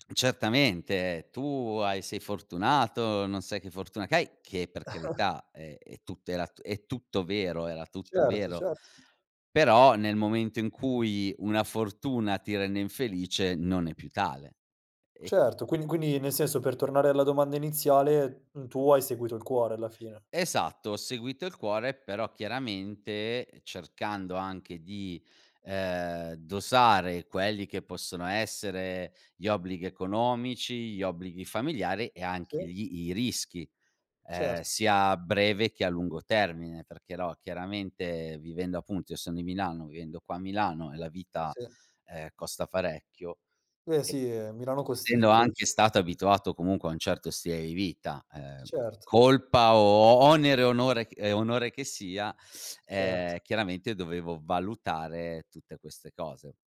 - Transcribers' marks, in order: chuckle; other background noise; unintelligible speech; "parecchio" said as "farecchio"
- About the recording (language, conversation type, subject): Italian, podcast, Alla fine, segui il cuore o la testa quando scegli la direzione della tua vita?